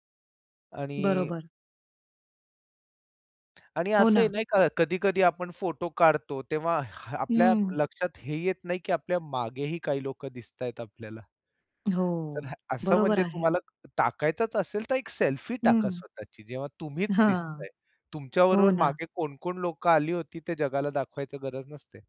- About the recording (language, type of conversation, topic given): Marathi, podcast, आपण अति शेअरिंग आणि गोपनीयता यांत योग्य तो समतोल कसा साधता?
- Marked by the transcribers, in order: tapping; other noise